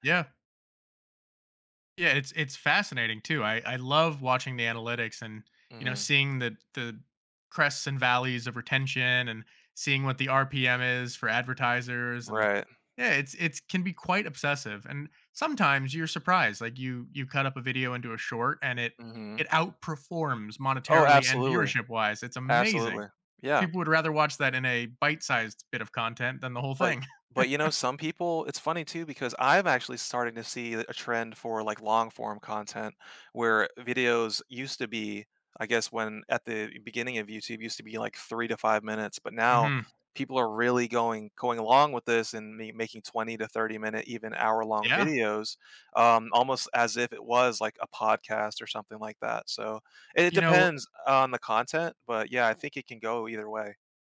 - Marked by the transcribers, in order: tapping; other background noise; stressed: "amazing"; chuckle
- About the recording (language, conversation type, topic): English, unstructured, What helps you keep your curiosity and passion for learning alive?
- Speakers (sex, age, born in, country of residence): male, 35-39, Germany, United States; male, 35-39, United States, United States